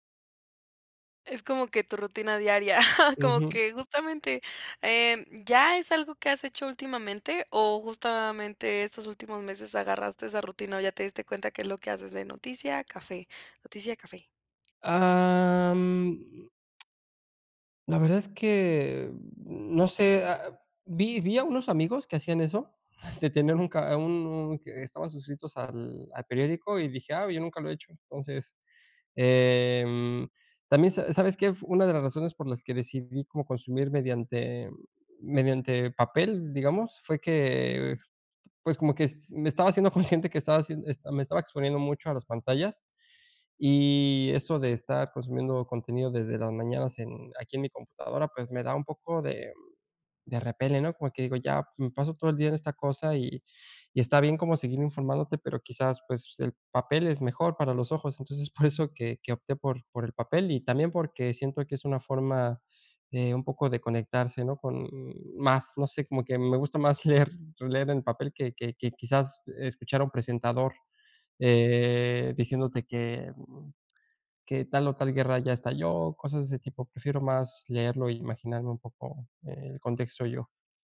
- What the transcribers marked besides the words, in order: chuckle; drawn out: "Am"; drawn out: "em"; tapping; laughing while speaking: "consciente"; laughing while speaking: "leer"
- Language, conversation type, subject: Spanish, advice, ¿Cómo puedo manejar la sobrecarga de información de noticias y redes sociales?